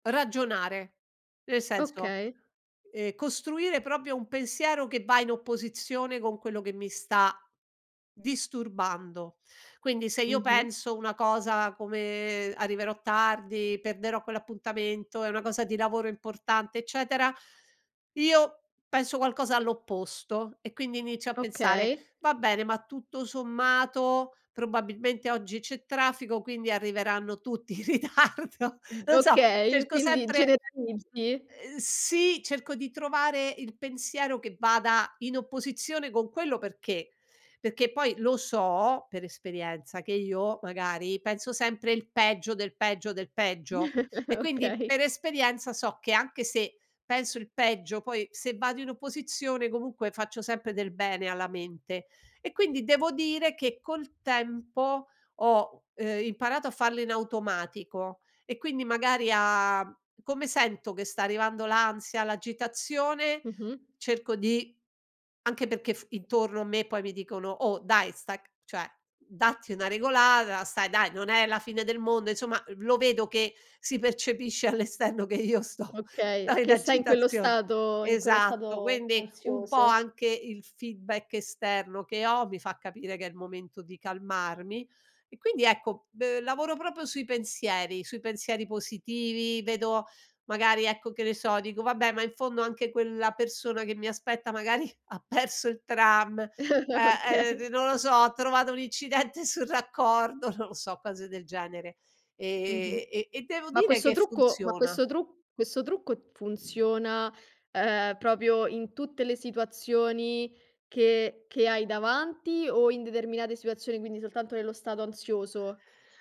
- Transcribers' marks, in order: "proprio" said as "propio"; tapping; laughing while speaking: "in ritardo"; chuckle; other background noise; chuckle; laughing while speaking: "Okay"; "regolata" said as "regolada"; laughing while speaking: "esterno che io sto sto in agitazione"; in English: "feedback"; "proprio" said as "propo"; laughing while speaking: "magari"; chuckle; laughing while speaking: "Okay"; unintelligible speech; laughing while speaking: "sul raccordo"; "proprio" said as "propio"; "determinate" said as "determinade"; "situazioni" said as "siuazioni"
- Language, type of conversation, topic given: Italian, podcast, Qual è un trucco per calmare la mente in cinque minuti?